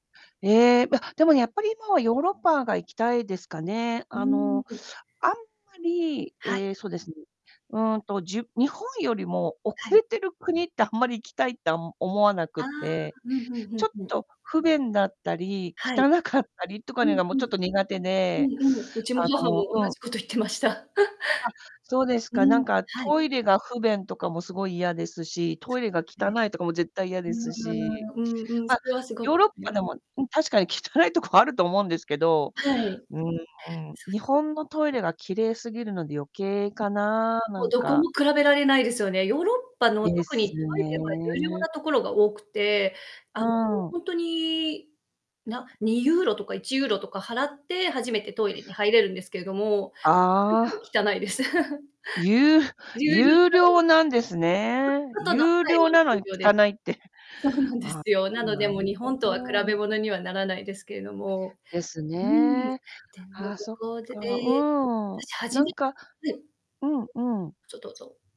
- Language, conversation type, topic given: Japanese, unstructured, 旅行で幸せを感じた瞬間を教えてください。
- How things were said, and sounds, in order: chuckle; distorted speech; chuckle; unintelligible speech